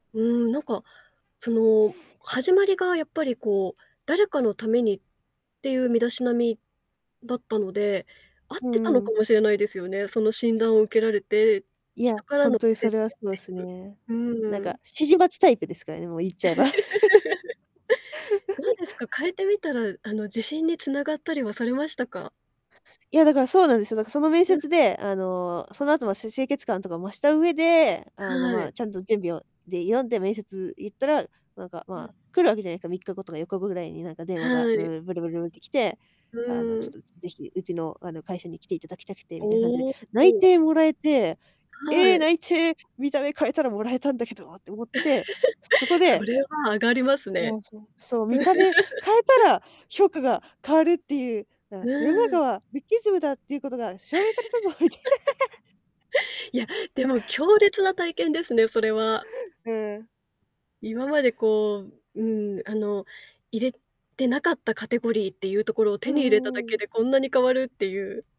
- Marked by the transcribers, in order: unintelligible speech; other background noise; laugh; laugh; distorted speech; laugh; laugh; in English: "ルッキズム"; laugh; laughing while speaking: "みたいな"; laugh
- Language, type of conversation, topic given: Japanese, podcast, 身だしなみを整えたことで自信がついた経験はありますか？